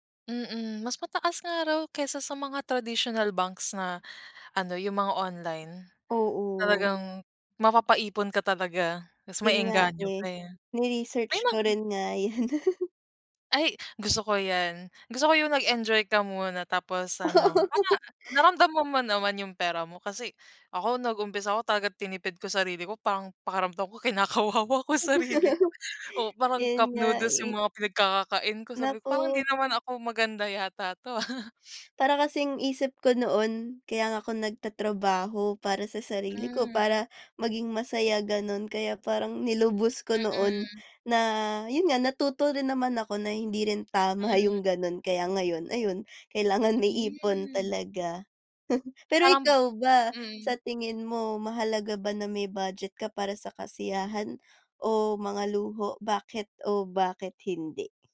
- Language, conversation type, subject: Filipino, unstructured, Paano mo pinaplano kung paano mo gagamitin ang pera mo sa hinaharap?
- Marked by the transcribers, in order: chuckle; laughing while speaking: "Oo"; laughing while speaking: "kinakawawa ko sarili ko"; laugh; chuckle; chuckle